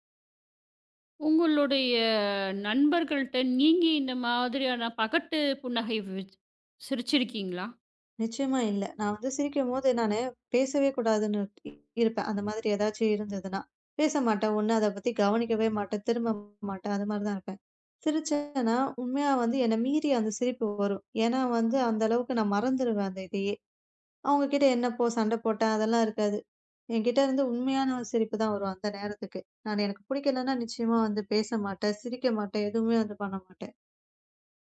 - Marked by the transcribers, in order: unintelligible speech; other noise
- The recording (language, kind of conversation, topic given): Tamil, podcast, சிரித்துக்கொண்டிருக்கும் போது அந்தச் சிரிப்பு உண்மையானதா இல்லையா என்பதை நீங்கள் எப்படி அறிகிறீர்கள்?